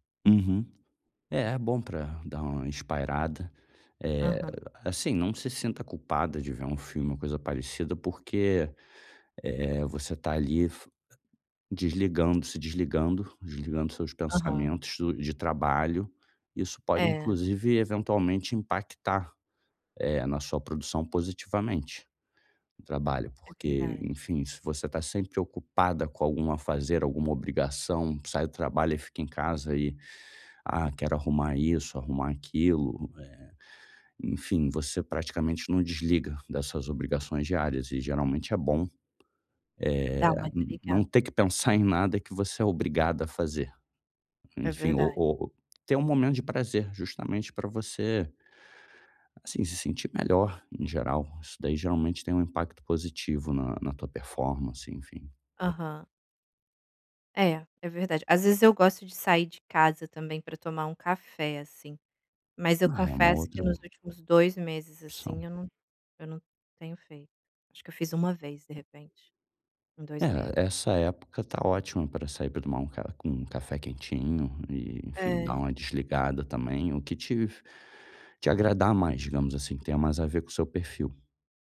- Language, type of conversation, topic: Portuguese, advice, Como posso equilibrar o descanso e a vida social nos fins de semana?
- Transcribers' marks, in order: other noise; tapping